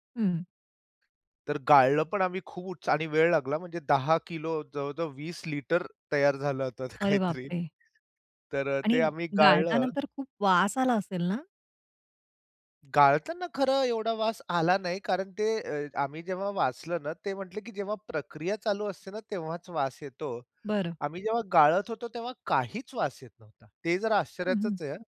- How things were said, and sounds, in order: tapping; "खूप" said as "खूच"; laughing while speaking: "काहीतरी"; other background noise; disgusted: "वास"
- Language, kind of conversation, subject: Marathi, podcast, एखादा प्रयोग फसला तरी त्यातून तुम्ही काय शिकता?